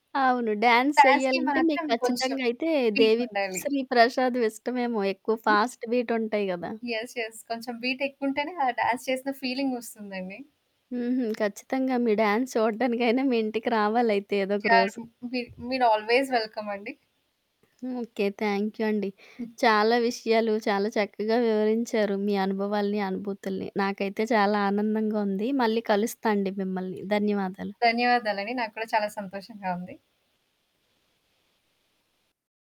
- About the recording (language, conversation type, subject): Telugu, podcast, ఒంటరిగా ఉండటం మీకు భయం కలిగిస్తుందా, లేక ప్రశాంతతనిస్తుందా?
- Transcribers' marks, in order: in English: "డాన్స్"; in English: "డాన్స్‌కి"; in English: "ఫాస్ట్ బీట్"; in English: "యెస్. యెస్"; in English: "డాన్స్"; in English: "ఫీలింగ్"; in English: "డాన్స్"; in English: "ఆల్‌వేస్"; other background noise